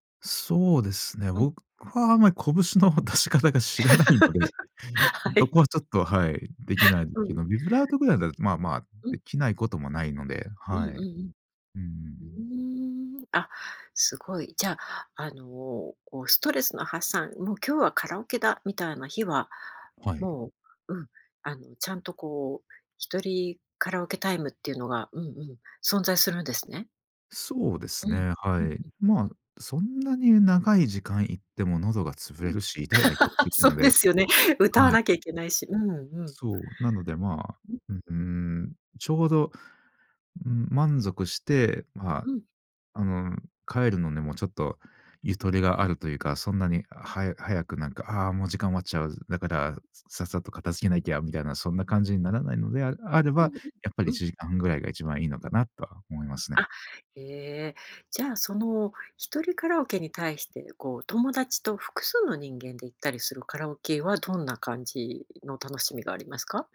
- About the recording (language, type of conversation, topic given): Japanese, podcast, カラオケで歌う楽しさはどこにあるのでしょうか？
- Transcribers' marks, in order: laughing while speaking: "こぶしの出し方が知らないので"; laugh; laughing while speaking: "はい"; other noise; tapping; laugh; laughing while speaking: "そうですよね"